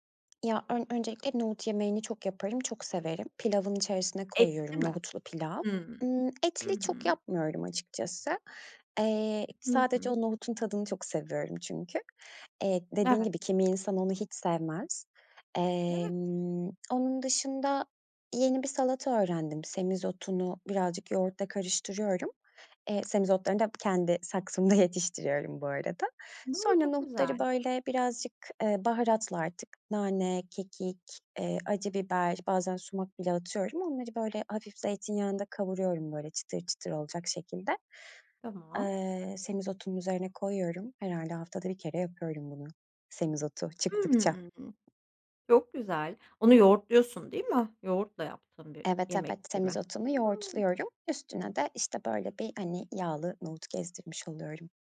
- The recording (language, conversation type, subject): Turkish, podcast, Malzeme eksildiğinde hangi alternatifleri tercih edersin?
- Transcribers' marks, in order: tapping; laughing while speaking: "saksımda"; drawn out: "Hımm"